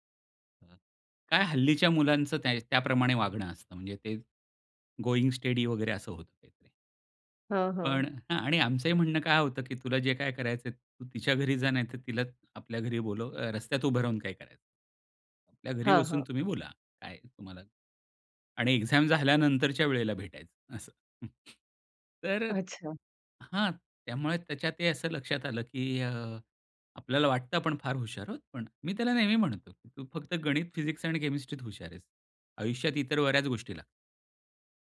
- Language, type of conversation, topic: Marathi, podcast, पर्याय जास्त असतील तर तुम्ही कसे निवडता?
- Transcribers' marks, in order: other background noise; in English: "गोइंग स्टेडी"; in English: "एक्झाम"